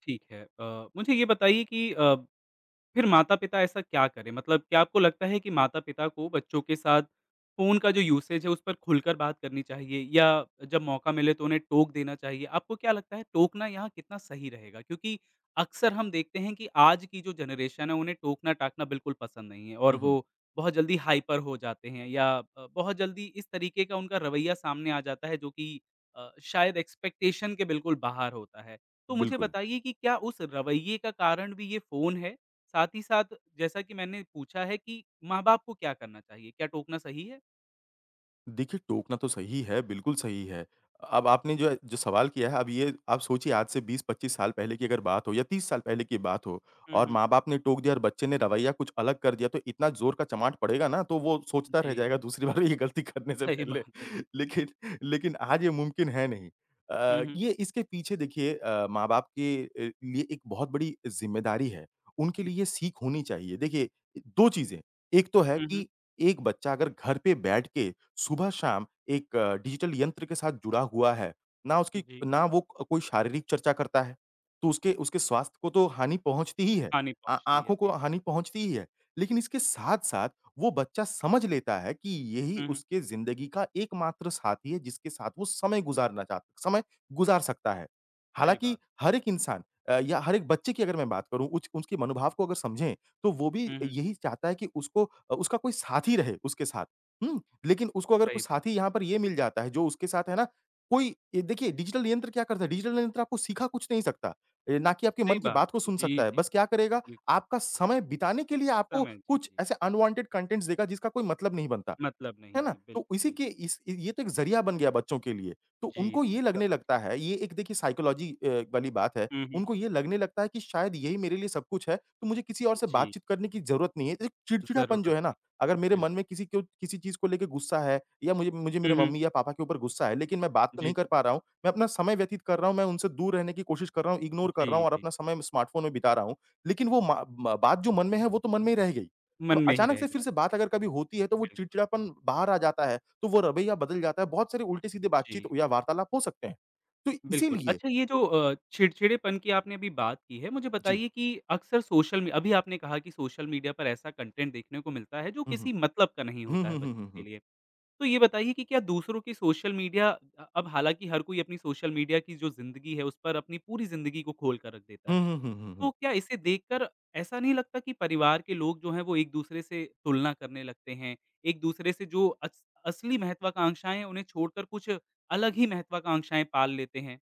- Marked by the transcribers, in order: in English: "यूसेज़"; in English: "जनरेशन"; in English: "हाइपर"; in English: "एक्सपेक्टेशन"; other background noise; tapping; laughing while speaking: "दूसरी बार ये गलती करने से पहले, लेकिन लेकिन"; laughing while speaking: "सही बात है"; unintelligible speech; in English: "अनवांटेड कंटेंट्स"; in English: "साइकोलॉजी"; horn; in English: "इग्नोर"; in English: "स्मार्टफ़ोन"; in English: "कंटेंट"
- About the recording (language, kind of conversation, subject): Hindi, podcast, फ़ोन और सामाजिक मीडिया के कारण प्रभावित हुई पारिवारिक बातचीत को हम कैसे बेहतर बना सकते हैं?